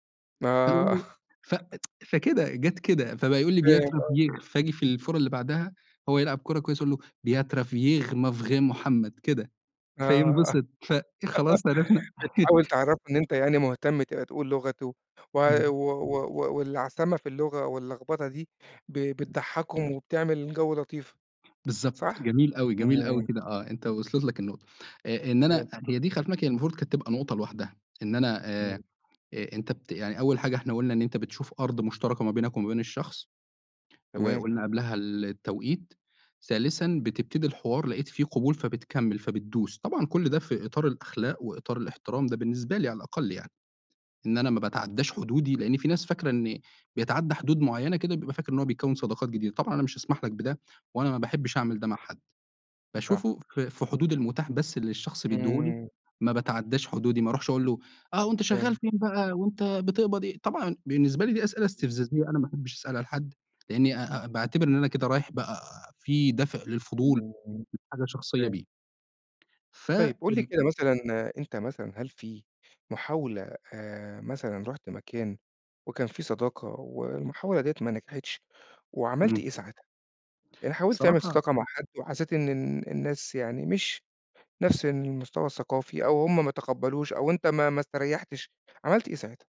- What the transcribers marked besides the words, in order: laugh; tsk; in French: "Beau travail"; in French: "Beau travail mon frère"; laugh; laugh; other background noise; unintelligible speech; tapping
- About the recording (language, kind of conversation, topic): Arabic, podcast, إزاي بتبني صداقات جديدة في مكان جديد؟